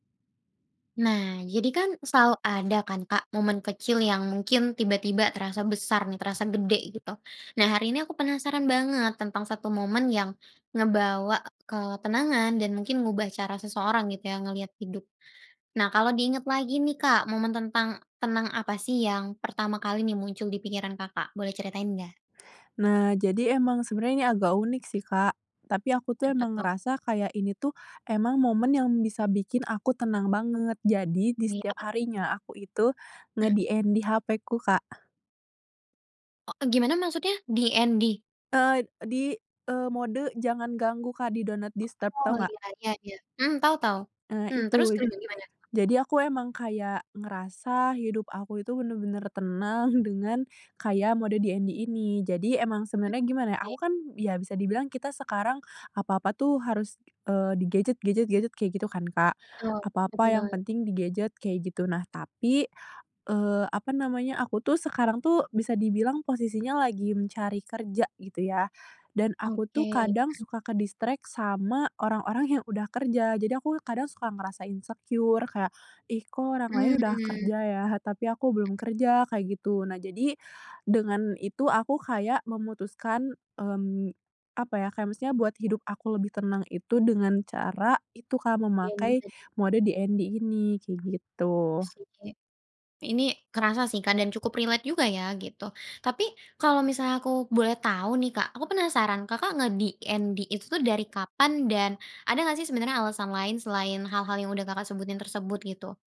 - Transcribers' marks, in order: unintelligible speech; in English: "nge-DND"; in English: "DND?"; in English: "do not disturb"; other background noise; laughing while speaking: "tenang"; in English: "DND"; in English: "ke-distract"; in English: "insecure"; other noise; in English: "DND"; in English: "relate"
- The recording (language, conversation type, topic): Indonesian, podcast, Bisakah kamu menceritakan momen tenang yang membuatmu merasa hidupmu berubah?